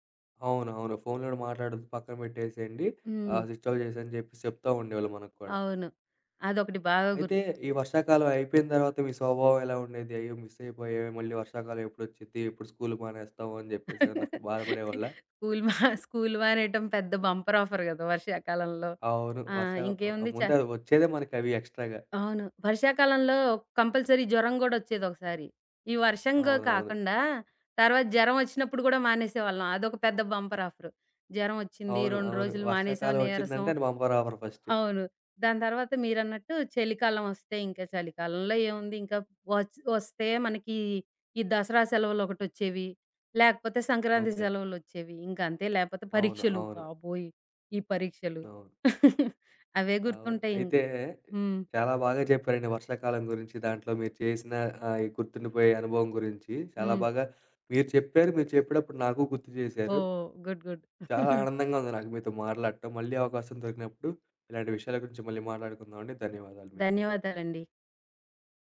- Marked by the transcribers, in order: in English: "స్విచ్ ఆఫ్"; in English: "మిస్"; laugh; in English: "బంపర్ ఆఫర్"; in English: "ఎక్స్‌స్ట్రా‌గా"; in English: "కంపల్సరీ"; in English: "బంపర్"; in English: "బంపర్ ఆఫర్ ఫస్ట్"; chuckle; other background noise; in English: "గుడ్. గుడ్"; giggle
- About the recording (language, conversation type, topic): Telugu, podcast, వర్షకాలంలో మీకు అత్యంత గుర్తుండిపోయిన అనుభవం ఏది?